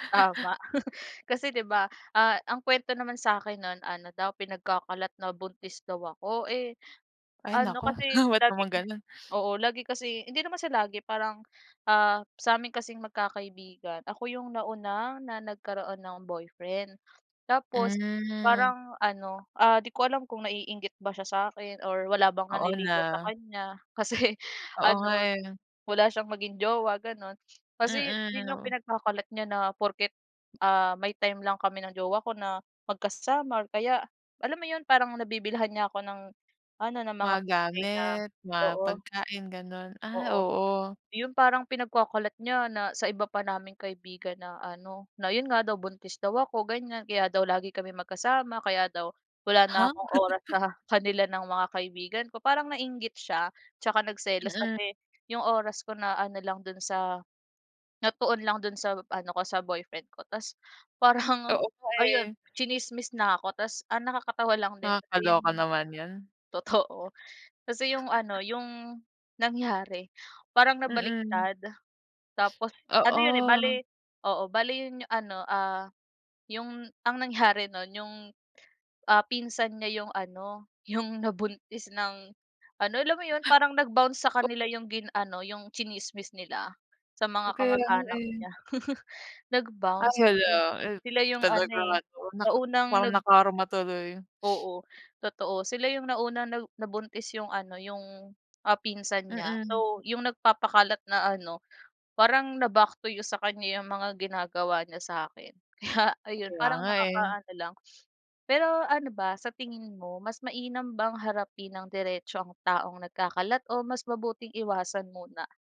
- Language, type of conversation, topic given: Filipino, unstructured, Ano ang ginagawa mo kapag may nagkakalat ng maling balita tungkol sa’yo sa barkada?
- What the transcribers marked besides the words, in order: laugh; wind; laughing while speaking: "Ba't naman"; sniff; other background noise; tapping; laughing while speaking: "Kasi"; laughing while speaking: "kanila"; laughing while speaking: "parang"; laughing while speaking: "totoo"; sniff; laughing while speaking: "nangyari no'n"; laughing while speaking: "'yong nabuntis"; in English: "nag-bounce"; unintelligible speech; laugh; in English: "Nag-bounce"; sniff; in English: "na-back to you"; laughing while speaking: "Kaya"